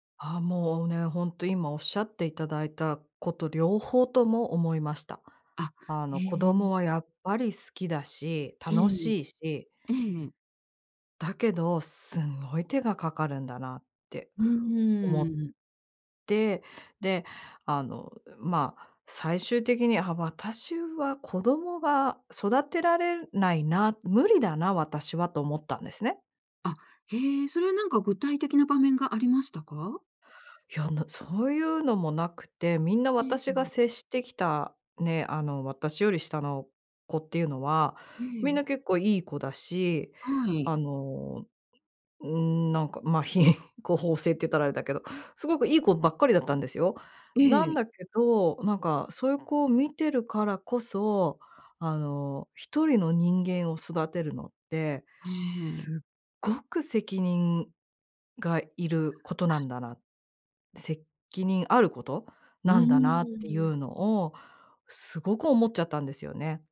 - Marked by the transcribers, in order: laughing while speaking: "品 行方正"; other background noise
- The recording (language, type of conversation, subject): Japanese, podcast, 子どもを持つか迷ったとき、どう考えた？